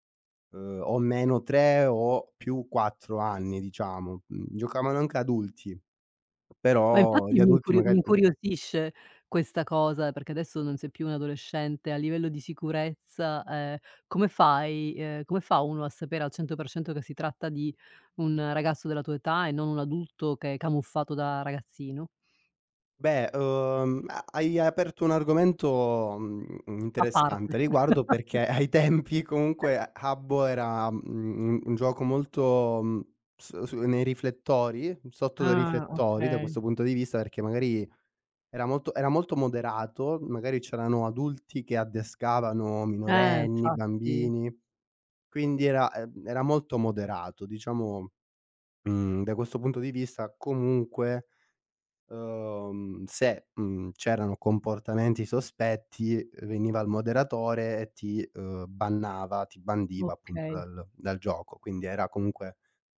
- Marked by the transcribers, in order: chuckle; laughing while speaking: "ai tempi"; chuckle; unintelligible speech; tapping; "infatti" said as "nfatti"
- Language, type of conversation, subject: Italian, podcast, In che occasione una persona sconosciuta ti ha aiutato?